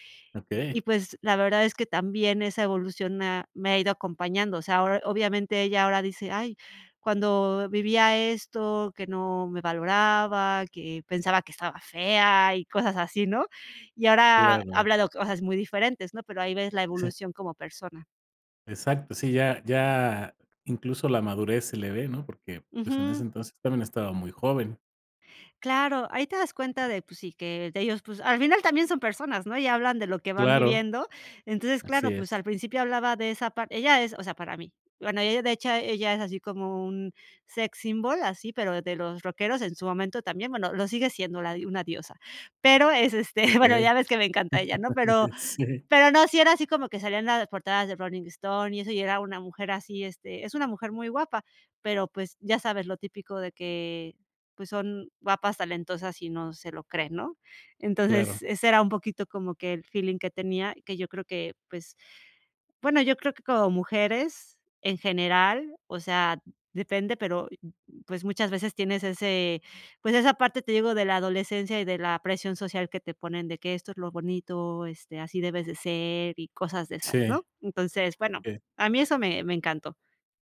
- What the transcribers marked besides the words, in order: tapping; in English: "sex symbol"; laugh; other noise
- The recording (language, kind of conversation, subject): Spanish, podcast, ¿Qué músico descubriste por casualidad que te cambió la vida?